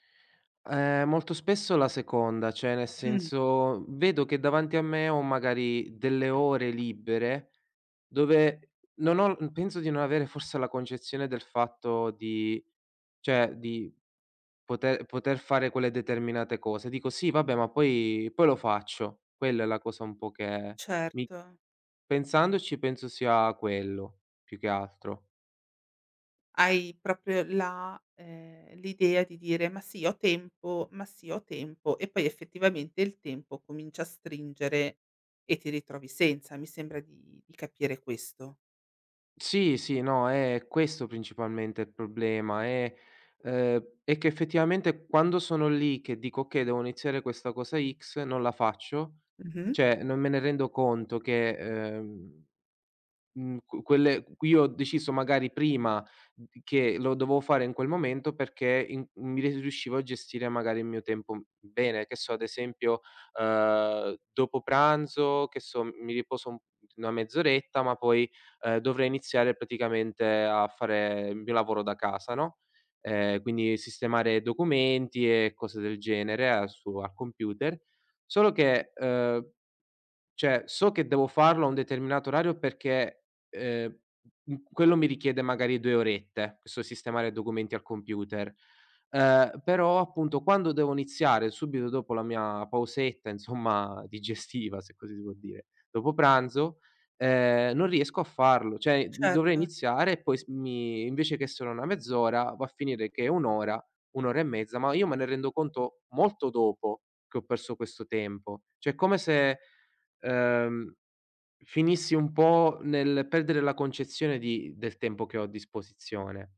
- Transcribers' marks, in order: "cioè" said as "ceh"; "cioè" said as "ceh"; "cioè" said as "ceh"; "cioè" said as "ceh"; "Cioè" said as "ceh"; "cioè" said as "ceh"
- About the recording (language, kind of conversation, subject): Italian, advice, Perché continuo a procrastinare su compiti importanti anche quando ho tempo disponibile?